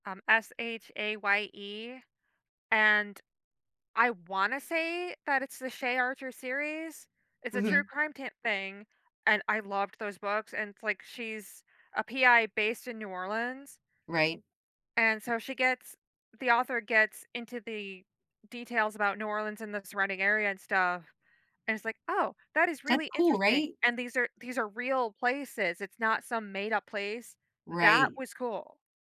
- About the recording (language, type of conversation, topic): English, unstructured, How do your experiences differ when reading fiction versus non-fiction?
- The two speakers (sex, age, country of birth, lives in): female, 35-39, United States, United States; female, 50-54, United States, United States
- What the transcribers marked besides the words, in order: stressed: "That"